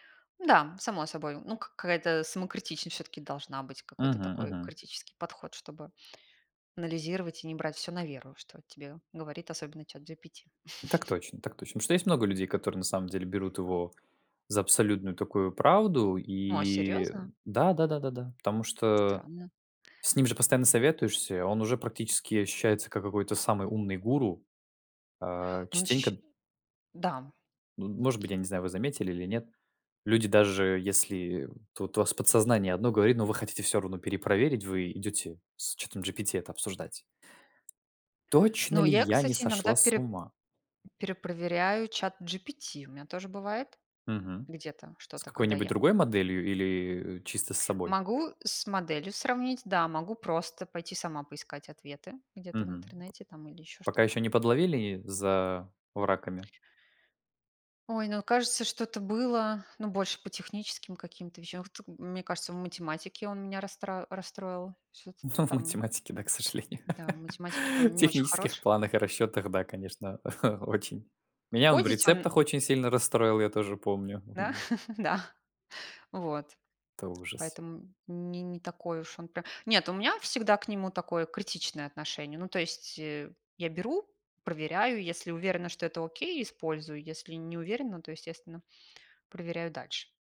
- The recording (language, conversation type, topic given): Russian, unstructured, Почему многие люди боятся обращаться к психологам?
- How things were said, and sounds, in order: other background noise; chuckle; tapping; surprised: "О, серьезно?"; put-on voice: "Точно ли я не сошла с ума?"; laughing while speaking: "Ну, в математике, да, к сожалению"; chuckle; chuckle; chuckle